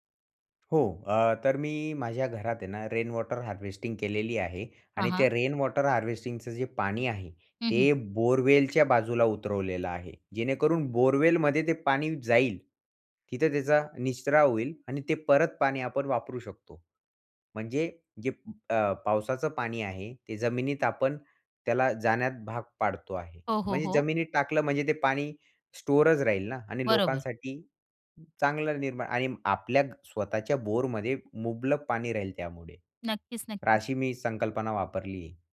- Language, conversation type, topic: Marathi, podcast, घरात पाण्याची बचत प्रभावीपणे कशी करता येईल, आणि त्याबाबत तुमचा अनुभव काय आहे?
- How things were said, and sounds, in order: in English: "रेन वॉटर हार्वेस्टिंग"; in English: "रेन वॉटर हार्वेस्टिंगचं"; in English: "बोअरवेलच्या"; in English: "बोरवेलमध्ये"; in English: "स्टोअरच"; in English: "बोरमध्ये"